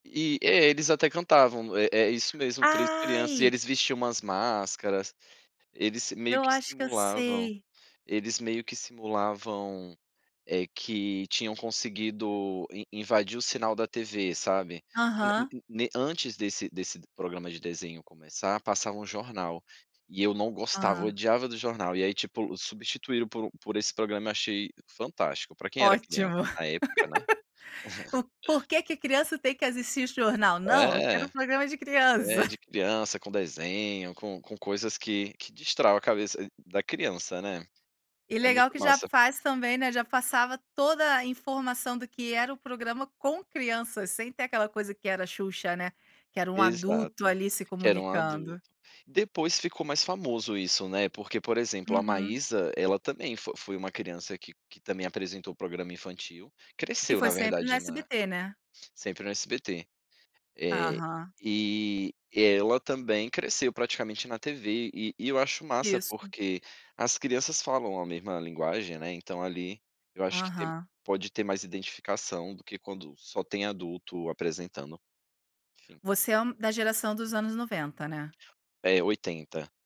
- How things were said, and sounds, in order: laugh; chuckle; chuckle; other background noise
- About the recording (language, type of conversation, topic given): Portuguese, podcast, Qual programa infantil da sua infância você lembra com mais saudade?